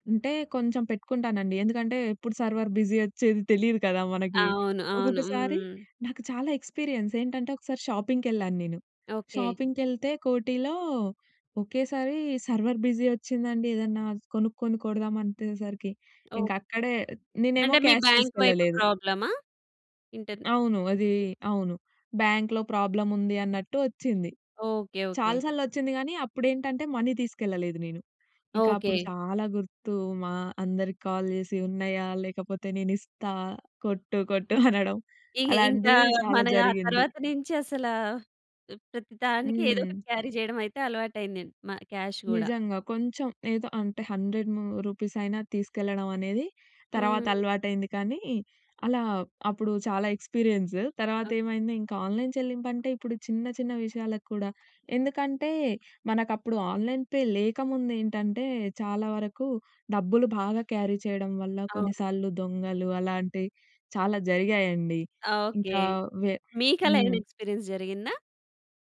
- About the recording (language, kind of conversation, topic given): Telugu, podcast, ఆన్‌లైన్ చెల్లింపులు మీ జీవితం ఎలా సులభం చేశాయి?
- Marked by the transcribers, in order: tapping; in English: "సర్వర్ బిజీ"; in English: "ఎక్స్‌పి‌రి‌యన్స్"; in English: "సర్వర్ బిజీ"; in English: "క్యాష్"; other background noise; in English: "మనీ"; chuckle; other noise; in English: "క్యారీ"; in English: "క్యాష్"; in English: "హండ్రెడ్"; in English: "ఆన్‌లైన్"; in English: "ఆన్‌లైన్ పే"; in English: "క్యారీ"; in English: "ఎక్స్‌పి‌రి‌యన్స్"